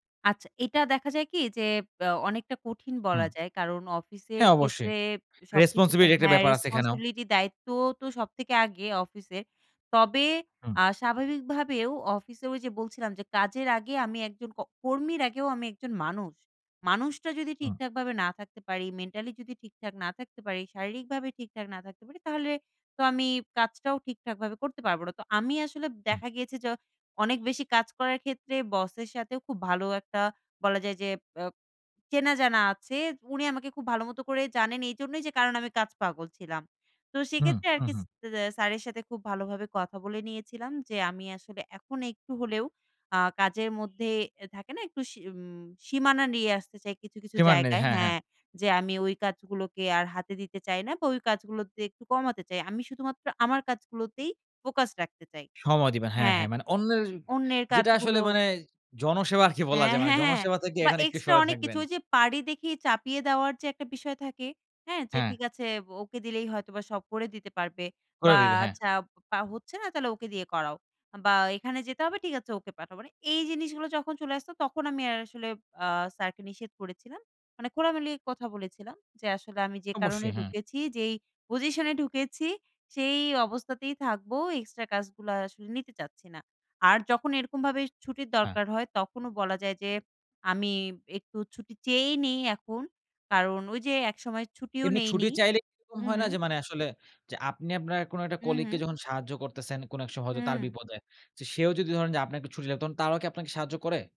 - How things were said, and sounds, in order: in English: "রেসপনসিবিলিটি"; in English: "রেসপনসিবিলিটি"; horn; tapping; scoff; "খোলামেলা" said as "খোলামেলি"; "তখন" said as "তহন"
- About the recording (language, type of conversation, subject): Bengali, podcast, কাজকে জীবনের একমাত্র মাপকাঠি হিসেবে না রাখার উপায় কী?